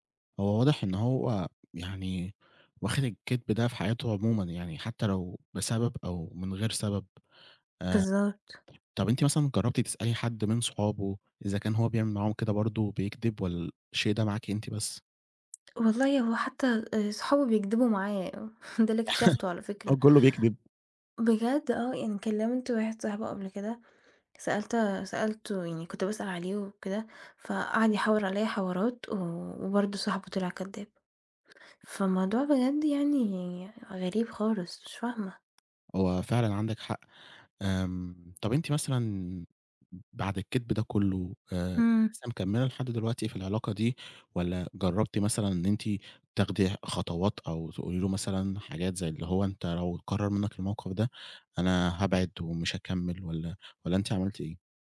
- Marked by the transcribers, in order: scoff; chuckle; tapping
- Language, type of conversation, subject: Arabic, advice, إزاي أقرر أسيب ولا أكمل في علاقة بتأذيني؟